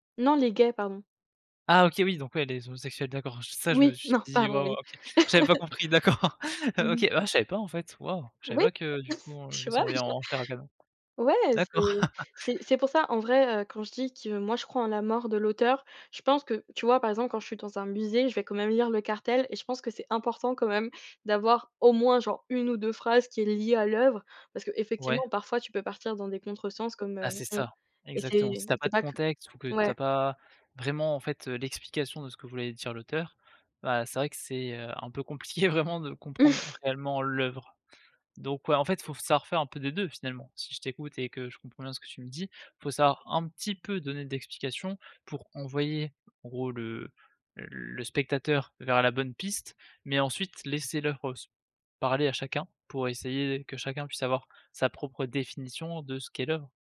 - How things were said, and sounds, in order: chuckle; laughing while speaking: "D'accord"; unintelligible speech; unintelligible speech; chuckle; chuckle; laughing while speaking: "vraiment"; stressed: "l'œuvre"
- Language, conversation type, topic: French, podcast, Faut-il expliquer une œuvre ou la laisser parler d’elle-même ?